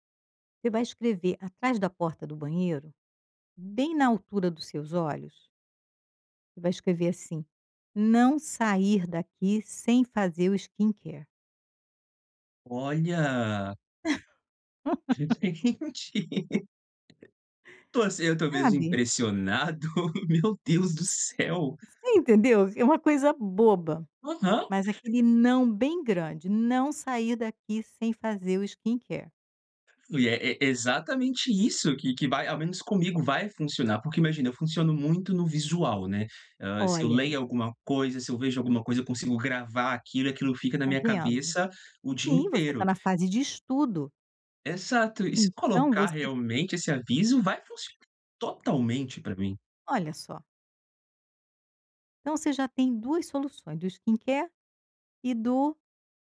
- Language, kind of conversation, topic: Portuguese, advice, Como lidar com a culpa por não conseguir seguir suas metas de bem-estar?
- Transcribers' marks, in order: in English: "skincare"; laugh; laughing while speaking: "entendi"; tapping; laugh; other background noise; in English: "skincare"; in English: "skincare"